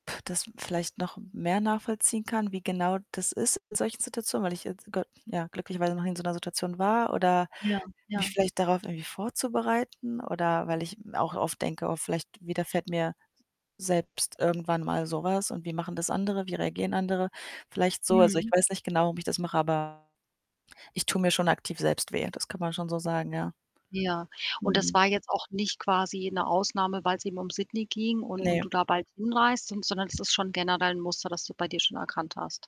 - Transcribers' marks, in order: blowing; distorted speech; other background noise; static
- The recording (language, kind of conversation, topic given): German, advice, Wie kann ich im Alltag besser mit überwältigender Traurigkeit umgehen?